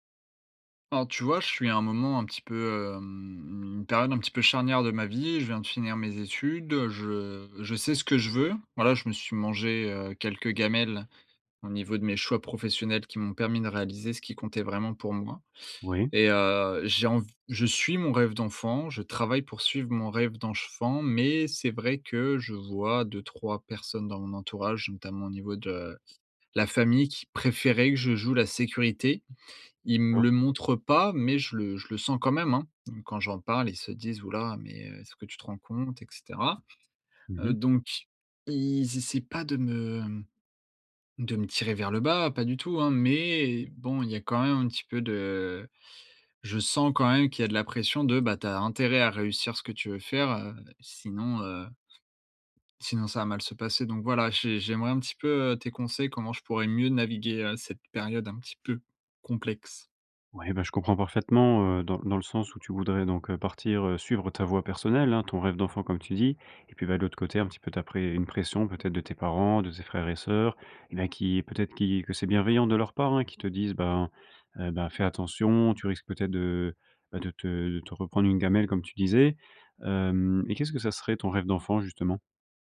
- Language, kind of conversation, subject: French, advice, Comment gérer la pression de choisir une carrière stable plutôt que de suivre sa passion ?
- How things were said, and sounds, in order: drawn out: "hem"; "d'enfant" said as "enchfant"; tapping; stressed: "bas"